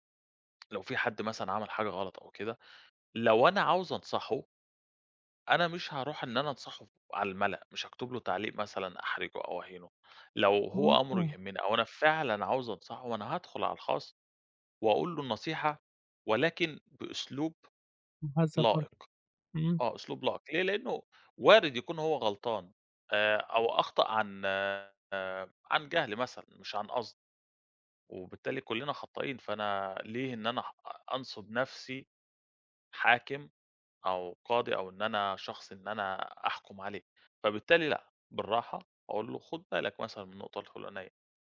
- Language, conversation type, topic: Arabic, podcast, إزاي بتتعامل مع التعليقات السلبية على الإنترنت؟
- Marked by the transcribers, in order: tapping; unintelligible speech